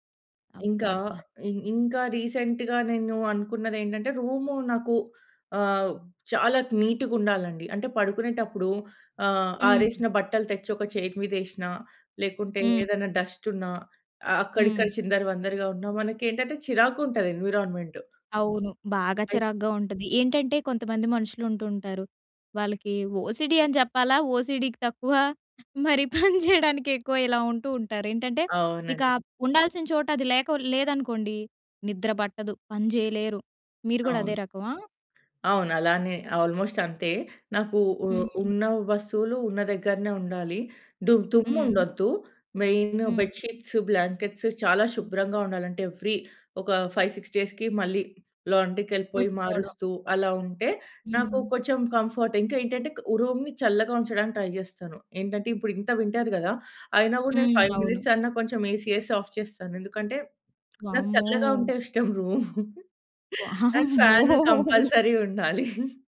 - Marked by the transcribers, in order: in English: "రీసెంట్‌గా"; in English: "ఓసీడీ"; in English: "ఓసీడీ‌కి"; laughing while speaking: "మరి పని చేయడానికెక్కువ"; tapping; in English: "బెడ్‌షీట్స్, బ్లాంకెట్స్"; in English: "ఎవ్రీ"; in English: "ఫైవ్ సిక్స్ డేస్‌కి"; in English: "లాండ్రీకెళ్ళిపోయి"; in English: "కంఫర్ట్"; in English: "ట్రై"; other background noise; in English: "ఫైవ్ మినిట్స్"; in English: "ఏసీ"; in English: "ఆఫ్"; lip smack; laughing while speaking: "వామ్మో!"; laughing while speaking: "అండ్ ఫ్యాను కంపల్సరీ ఉండాలి"; in English: "అండ్"; in English: "కంపల్సరీ"
- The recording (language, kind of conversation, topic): Telugu, podcast, రాత్రి మెరుగైన నిద్ర కోసం మీరు అనుసరించే రాత్రి రొటీన్ ఏమిటి?